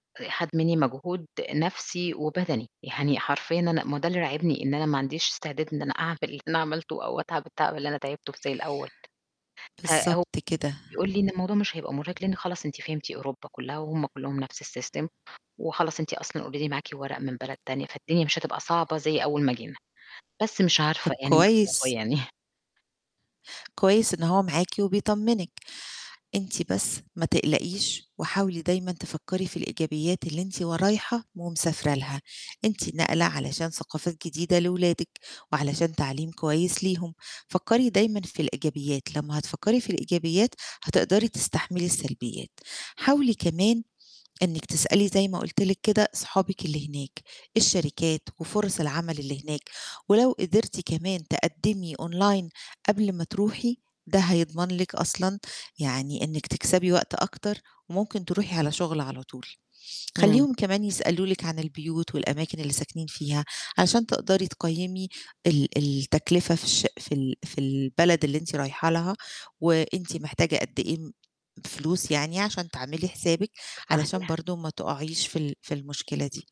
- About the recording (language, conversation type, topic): Arabic, advice, إزاي كانت تجربة انتقالك للعيش في مدينة أو بلد جديد؟
- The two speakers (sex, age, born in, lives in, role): female, 40-44, Egypt, Greece, advisor; female, 40-44, Egypt, Portugal, user
- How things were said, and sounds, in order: tapping; in English: "الsystem"; in English: "already"; distorted speech; in English: "أونلاين"